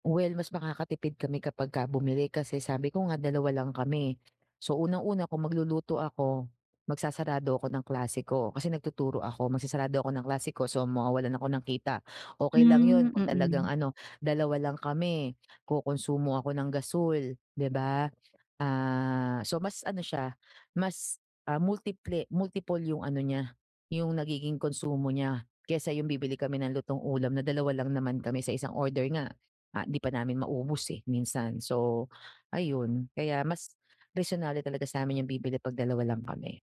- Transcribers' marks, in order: tapping; other background noise; gasp; gasp; in English: "multiple"; gasp
- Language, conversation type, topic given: Filipino, advice, Paano ko mababawasan ang pagkain ng mga naprosesong pagkain araw-araw?